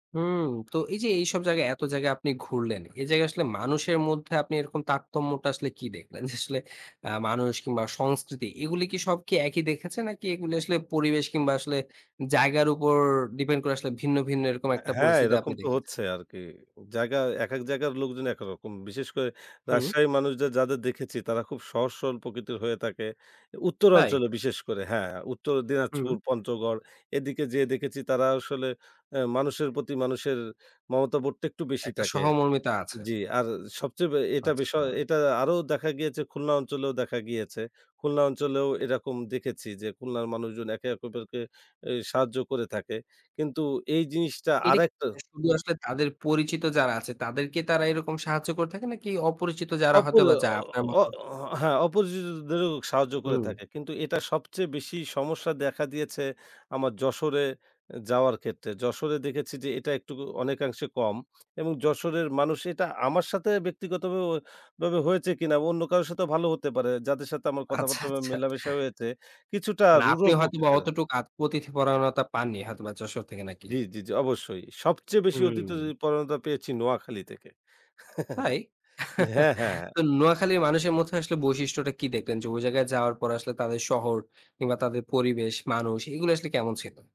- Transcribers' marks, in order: laughing while speaking: "যে, আসলে"; "অপরকে" said as "অপকরকে"; tapping; other background noise; chuckle
- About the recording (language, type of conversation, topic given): Bengali, podcast, নতুন শহরে গিয়ে প্রথমবার আপনার কেমন অনুভব হয়েছিল?